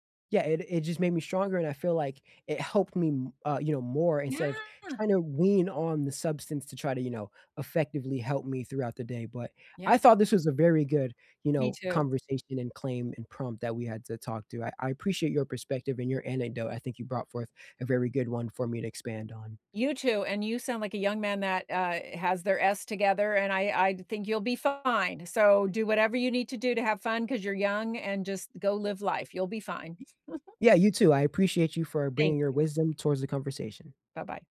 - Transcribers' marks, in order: chuckle
- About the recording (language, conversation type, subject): English, unstructured, What is one small change that improved your daily life?